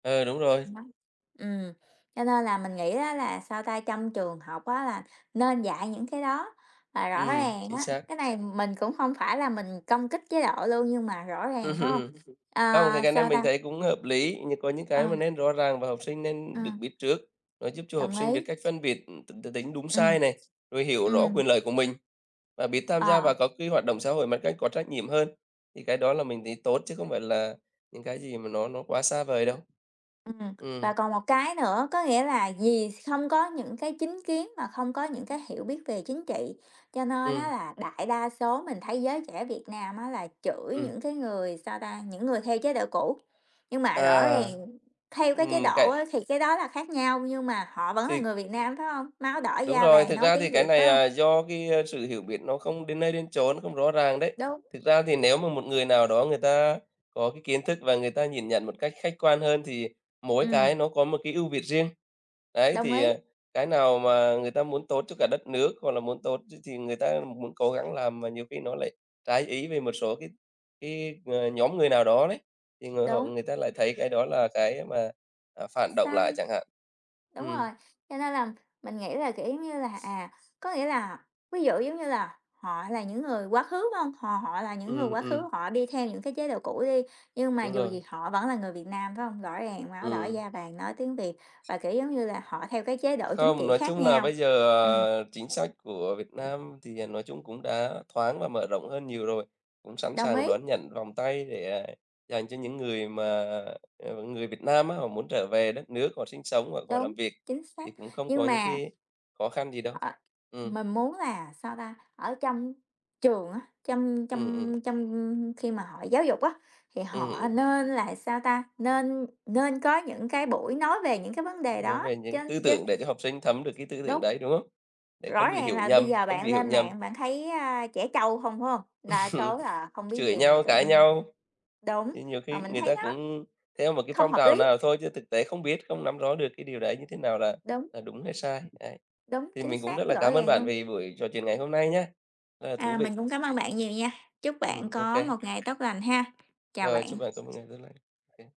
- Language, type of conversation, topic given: Vietnamese, unstructured, Bạn nghĩ thế nào về việc giáo dục chính trị trong trường học?
- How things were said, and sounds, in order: other background noise; laugh; tapping; laugh